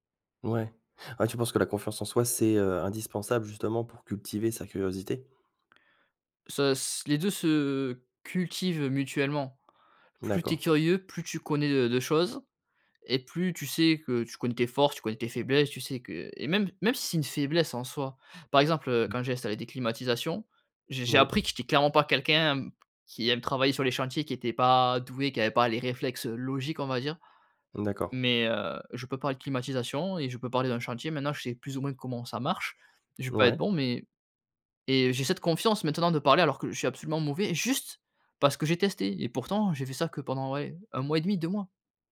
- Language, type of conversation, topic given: French, podcast, Comment cultives-tu ta curiosité au quotidien ?
- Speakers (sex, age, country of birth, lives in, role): male, 30-34, France, France, guest; male, 40-44, France, France, host
- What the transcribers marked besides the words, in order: stressed: "juste"